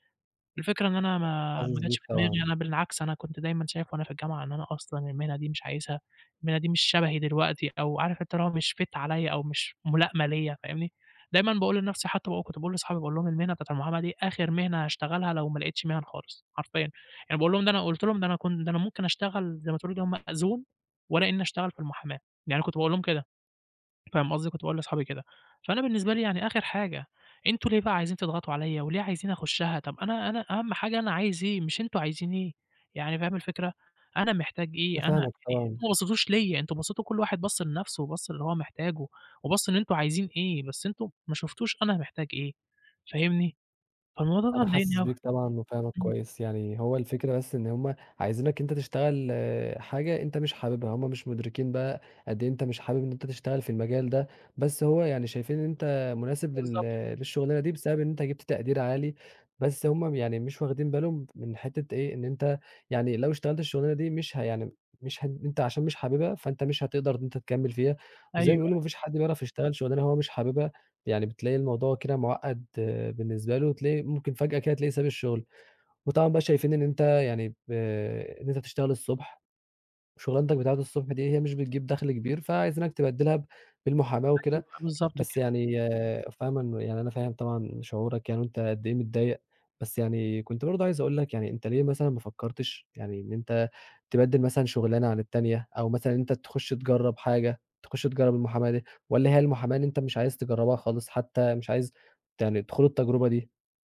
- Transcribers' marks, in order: unintelligible speech; in English: "fit"; tapping
- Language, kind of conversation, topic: Arabic, advice, إيه توقعات أهلك منك بخصوص إنك تختار مهنة معينة؟